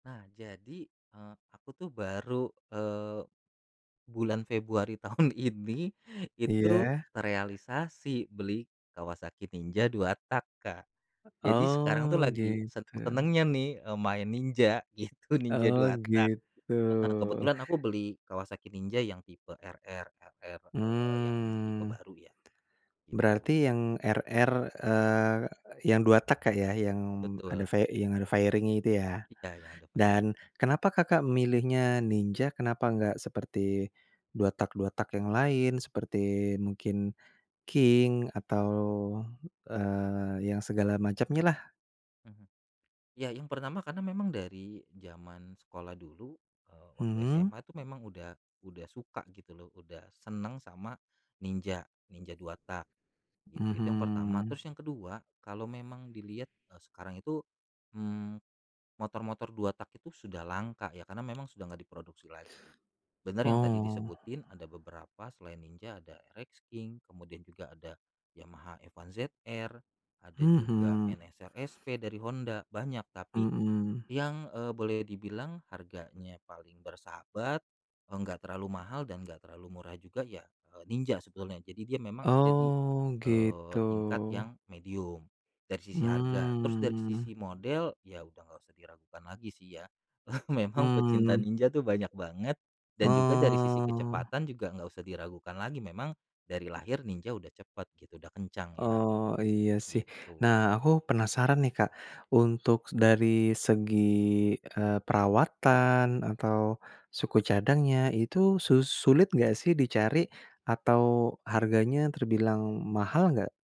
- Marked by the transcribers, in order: laughing while speaking: "tahun"; other background noise; drawn out: "Mmm"; tapping; in English: "fairing-nya"; in English: "fairing-nya"; drawn out: "Oh"; drawn out: "Mmm"; chuckle; drawn out: "Oh"
- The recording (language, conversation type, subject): Indonesian, podcast, Apa tips sederhana untuk pemula yang ingin mencoba hobi ini?